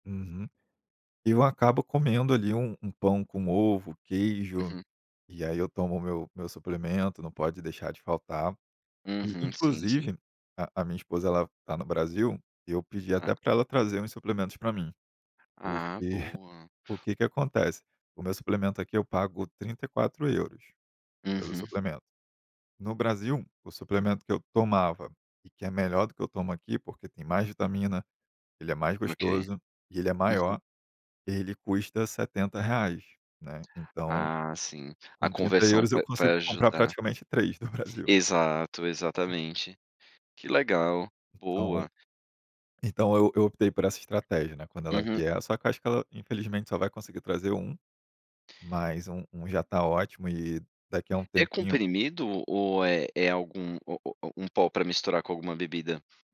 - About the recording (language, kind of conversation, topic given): Portuguese, podcast, Me conte uma rotina matinal que equilibre corpo e mente.
- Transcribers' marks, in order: chuckle; tapping